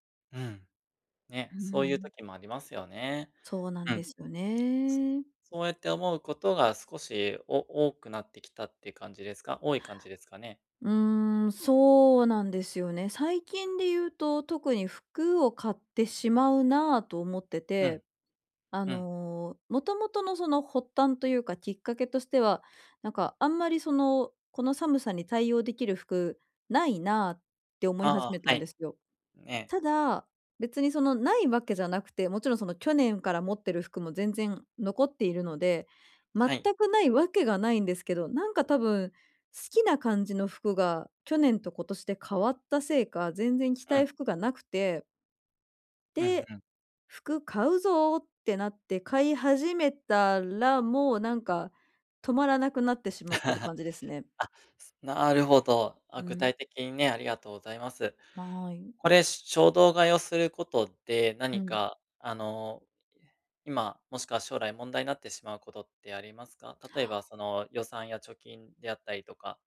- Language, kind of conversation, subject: Japanese, advice, 衝動買いを抑えるにはどうすればいいですか？
- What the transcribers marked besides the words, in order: laugh